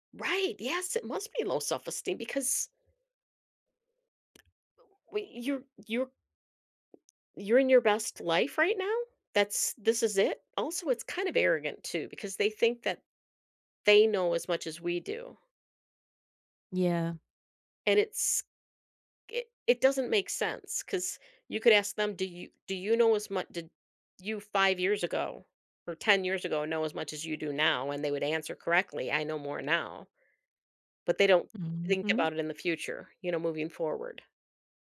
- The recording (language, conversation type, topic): English, unstructured, How do you react when someone stereotypes you?
- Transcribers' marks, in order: other background noise; tapping